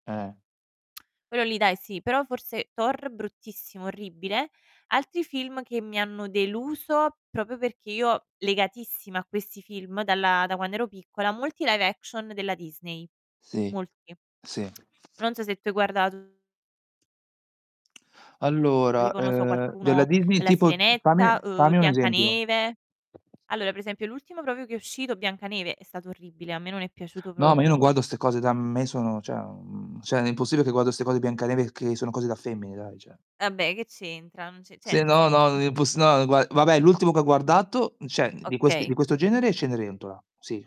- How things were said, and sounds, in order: "proprio" said as "propio"; in English: "live action"; other background noise; distorted speech; "proprio" said as "propio"; "proprio" said as "propio"; "cioè" said as "ceh"; "cioè" said as "ceh"; "cioè" said as "ceh"; "Vabbè" said as "abbè"; other noise; "cioè" said as "ceh"
- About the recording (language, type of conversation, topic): Italian, unstructured, Qual è il film che ti ha deluso di più e perché?